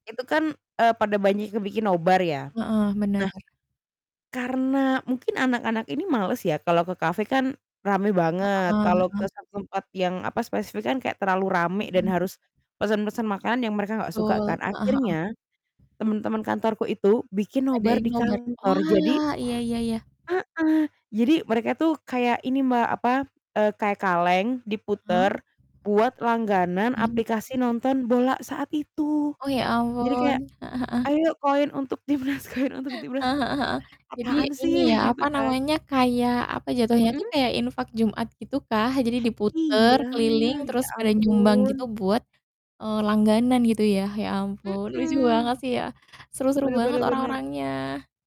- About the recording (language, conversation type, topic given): Indonesian, unstructured, Apa momen paling lucu yang pernah kamu alami saat bekerja?
- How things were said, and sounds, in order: static; distorted speech; other background noise; mechanical hum; laughing while speaking: "Timnas koin"; chuckle